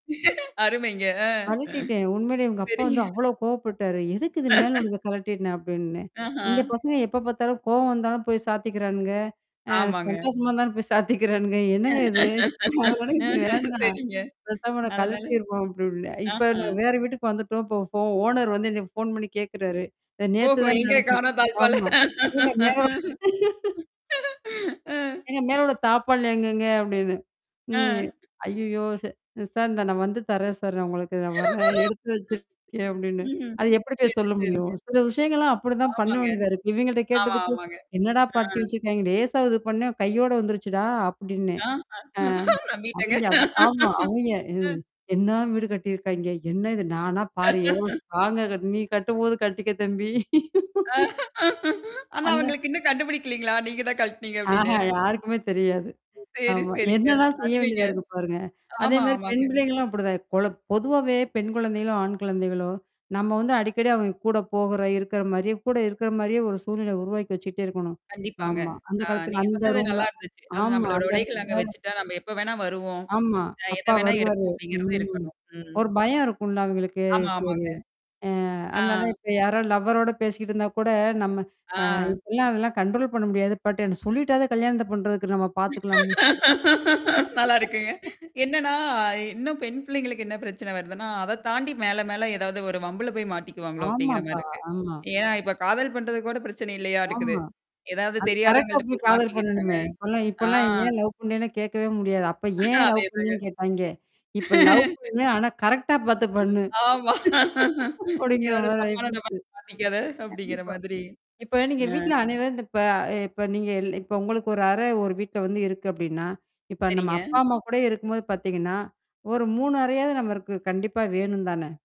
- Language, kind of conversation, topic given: Tamil, podcast, வீட்டில் ஒவ்வொருவருக்கும் தனிப்பட்ட இடம் இருக்க வேண்டுமா?
- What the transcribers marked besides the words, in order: laugh; laughing while speaking: "அருமைங்க. ஆ. சரிங்க"; laugh; distorted speech; laughing while speaking: "சரிங்க. அதனால ஆஹா"; laughing while speaking: "சாத்திக்கிறானுங்க"; laughing while speaking: "ஓஹோ, எங்க காணும் தாழ்ப்பால? ஆ"; other background noise; laugh; "தாழ்ப்பாள்" said as "தாப்பாள்"; mechanical hum; laughing while speaking: "ம், ம். சரி, சரிங்க"; tapping; laughing while speaking: "ஆஹா. நம்பிட்டேங்க. ஆ"; laugh; laughing while speaking: "ஆனா, அவங்களுக்கு இன்னும் கண்டுபிடிக்கலைங்களா? நீங்க தான் கழட்டினீங்க அப்படின்னு?"; laugh; static; in English: "பட்"; laughing while speaking: "நல்லா இருக்குங்க"; laugh; laughing while speaking: "அதே தாங்க"; laughing while speaking: "ஆமா. யாரோ தப்பானவங்கள பாத்து மாட்டிக்காத, அப்டீங்கிற மாதிரி. ஆ"; laughing while speaking: "அப்படிங்கற மாரி ஆயி போச்சு"; "நமக்குக்" said as "நமற்க்கு"